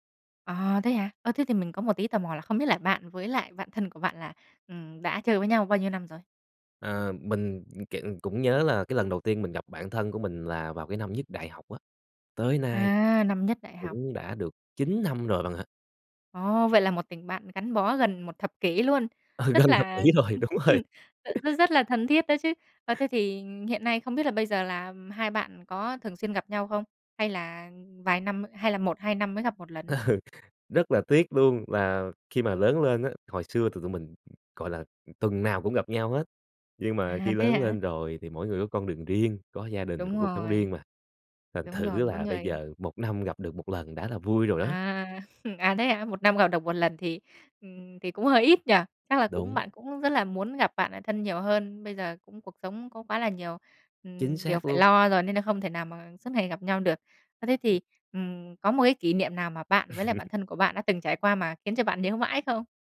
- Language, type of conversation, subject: Vietnamese, podcast, Theo bạn, thế nào là một người bạn thân?
- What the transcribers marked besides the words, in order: other background noise; tapping; chuckle; laughing while speaking: "kỷ rồi, đúng rồi"; laugh; laughing while speaking: "Ừ"; other noise; laughing while speaking: "À"; laugh